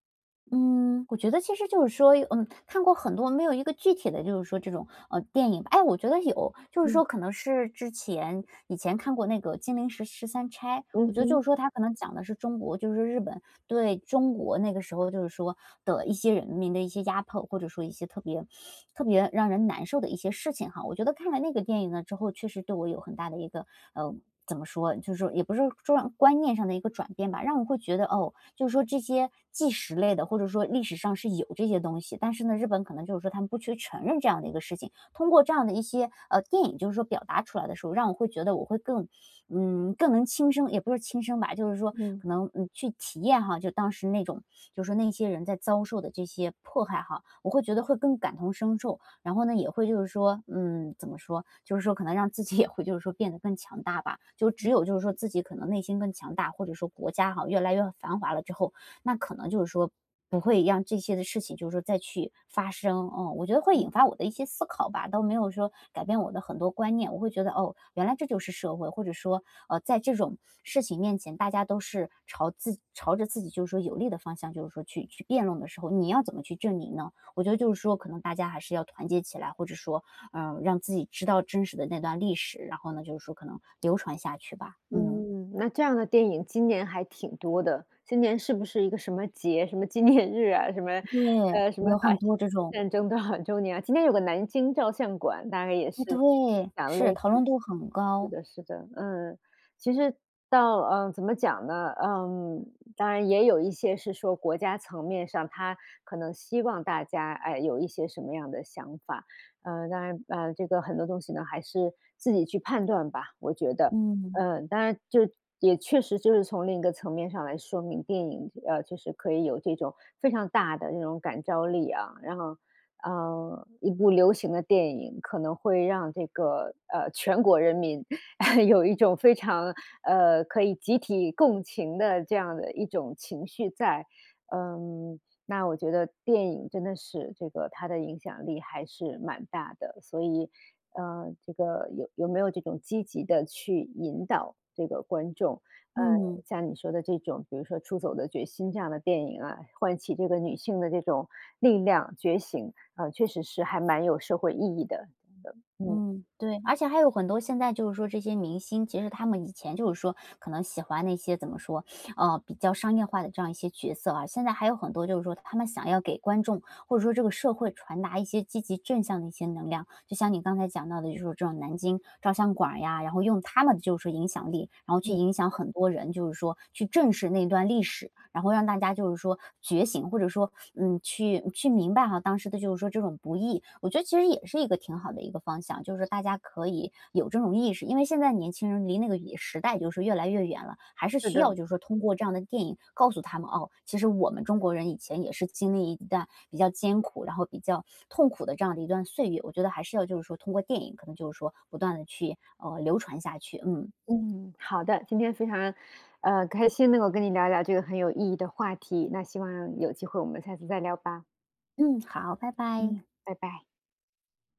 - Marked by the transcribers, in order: teeth sucking; laughing while speaking: "自己"; other background noise; laughing while speaking: "纪念"; laughing while speaking: "多少"; chuckle; teeth sucking; lip smack
- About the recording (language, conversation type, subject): Chinese, podcast, 电影能改变社会观念吗？
- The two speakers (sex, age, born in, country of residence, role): female, 30-34, China, United States, guest; female, 45-49, China, United States, host